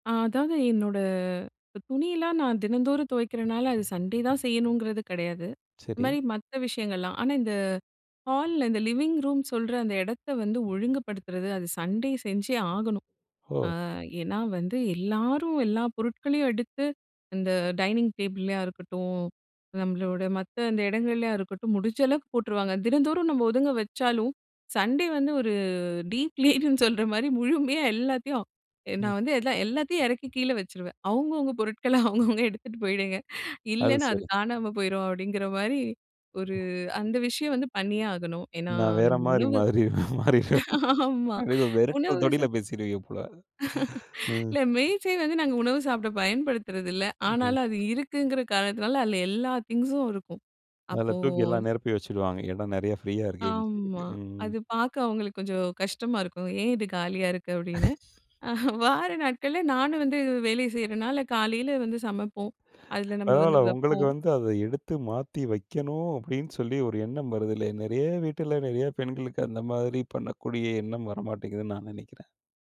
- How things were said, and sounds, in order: drawn out: "என்னோட"; in English: "சண்டே"; in English: "லிவிங் ரூம்"; in English: "சண்டே"; drawn out: "ஆ"; in English: "டைனிங் டேபிள்ளையா"; in English: "சண்டே"; laughing while speaking: "டீப் லீட்னு சொல்ற மாரி முழுமையா எல்லாத்தையும்"; in English: "டீப் லீட்னு"; laughing while speaking: "அவுங்கவுங்க எடுத்துட்டு போயிடுங்க, இல்லைன்னா, அது காணாம போயிடும் அப்டிங்கிற மாரி ஒரு"; other noise; laughing while speaking: "நான் வேற மாரி, மாறி மாறிருவேன். அப்படி வெரட்டற தோணியில பேசிடுவீங்க போல"; chuckle; laugh; in English: "திங்க்ஸும்"; in English: "ப்ரீயா"; chuckle
- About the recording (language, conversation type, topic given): Tamil, podcast, உங்கள் ஞாயிற்றுக்கிழமை சுத்தம் செய்யும் நடைமுறையை நீங்கள் எப்படி திட்டமிட்டு அமைத்துக்கொள்கிறீர்கள்?